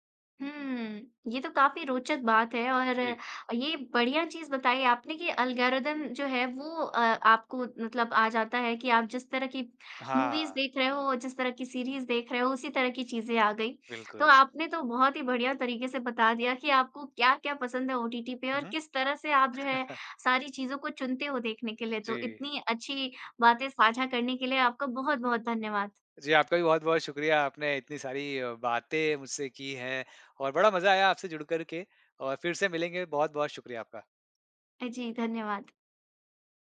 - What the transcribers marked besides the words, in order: in English: "एल्गोरिदम"; in English: "मूवीज़"; chuckle; tapping
- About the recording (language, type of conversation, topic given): Hindi, podcast, ओटीटी पर आप क्या देखना पसंद करते हैं और उसे कैसे चुनते हैं?